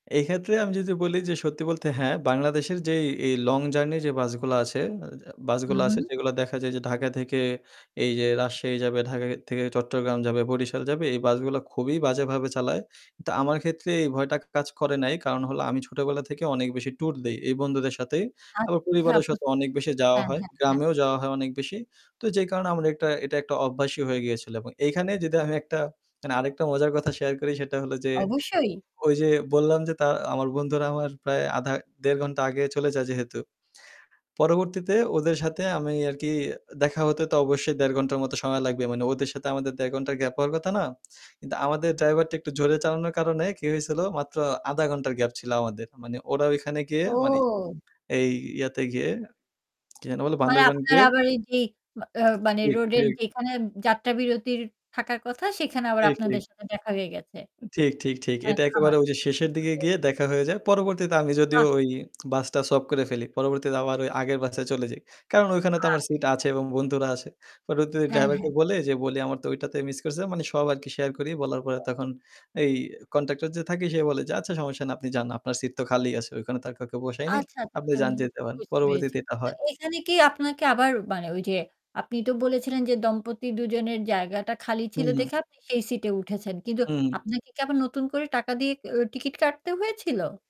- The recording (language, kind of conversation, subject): Bengali, podcast, আপনি কি কখনও ট্রেন বা বাস মিস করে পরে কোনো ভালো অভিজ্ঞতা বা সুযোগ পেয়েছেন?
- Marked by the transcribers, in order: static; other background noise; "আছে" said as "আসে"; other noise